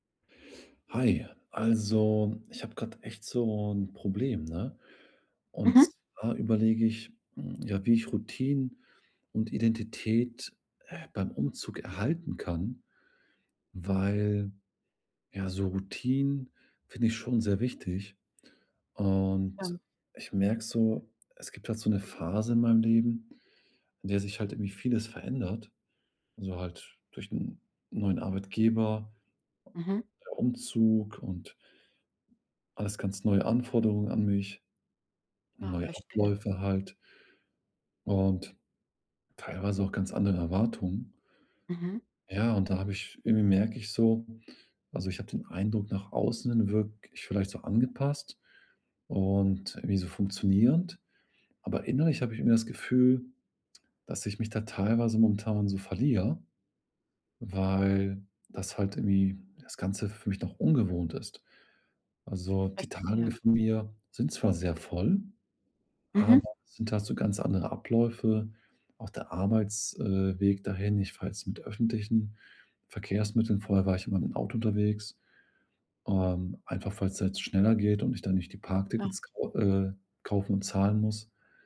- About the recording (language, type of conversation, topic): German, advice, Wie kann ich beim Umzug meine Routinen und meine Identität bewahren?
- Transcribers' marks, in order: none